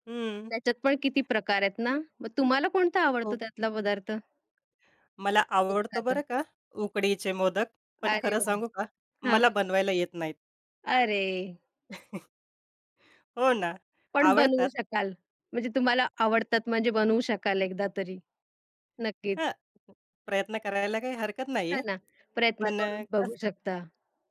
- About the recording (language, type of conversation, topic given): Marathi, podcast, तुम्ही कोणत्या ठिकाणी स्थानिक सणात सहभागी झालात आणि तिथला अनुभव कसा होता?
- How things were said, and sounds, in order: other background noise; tapping; chuckle